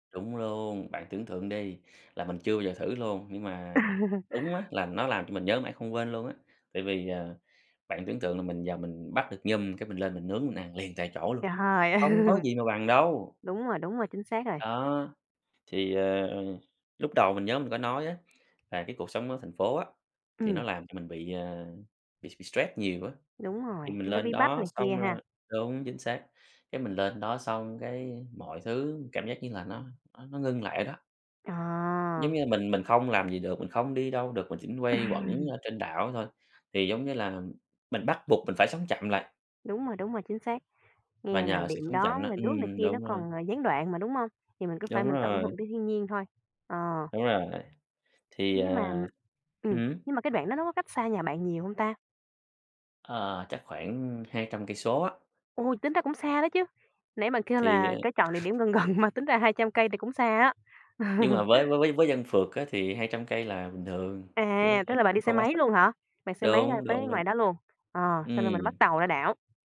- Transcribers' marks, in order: tapping; chuckle; laughing while speaking: "ơi!"; other background noise; chuckle; laughing while speaking: "gần gần"; other noise; chuckle
- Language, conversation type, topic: Vietnamese, podcast, Chuyến du lịch nào khiến bạn nhớ mãi không quên?